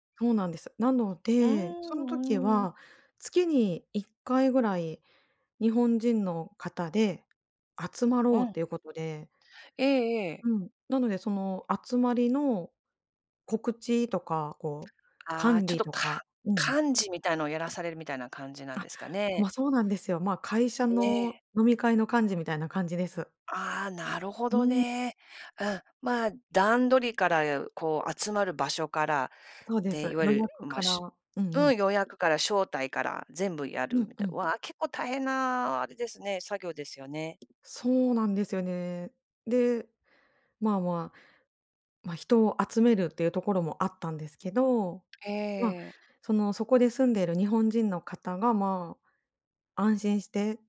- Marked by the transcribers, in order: tapping; other background noise; other noise
- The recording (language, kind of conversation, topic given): Japanese, podcast, コミュニティで信頼を築くにはどうすればよいですか？